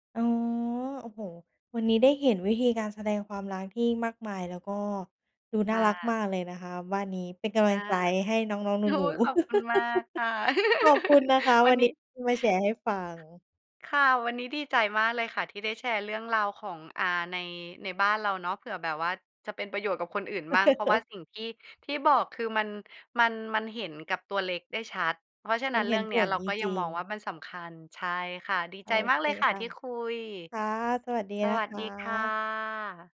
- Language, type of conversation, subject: Thai, podcast, คุณคิดว่าควรแสดงความรักในครอบครัวอย่างไรบ้าง?
- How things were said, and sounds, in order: laughing while speaking: "โอ้ย"; chuckle; chuckle; drawn out: "ค่ะ"